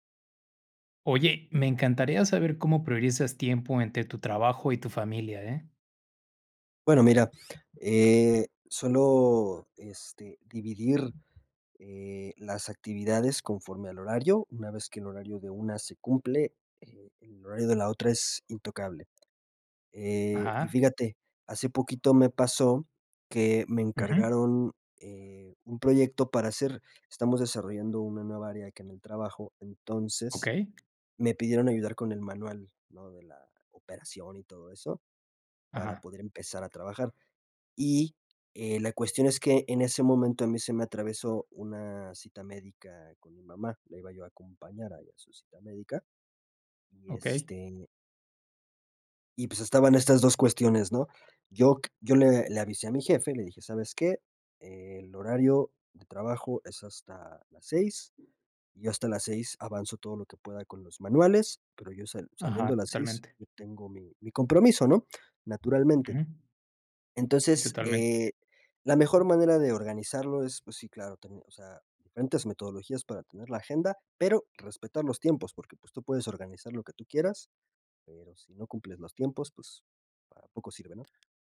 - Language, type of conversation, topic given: Spanish, podcast, ¿Cómo priorizas tu tiempo entre el trabajo y la familia?
- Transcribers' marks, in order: tapping